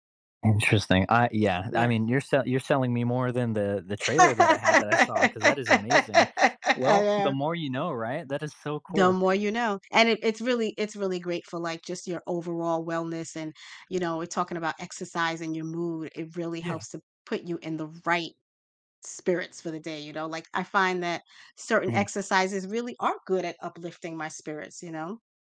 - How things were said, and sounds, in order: laugh; tapping; stressed: "right"
- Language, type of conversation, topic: English, unstructured, Why do you think being physically active can have a positive effect on your mood?
- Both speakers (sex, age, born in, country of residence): female, 45-49, United States, United States; male, 20-24, United States, United States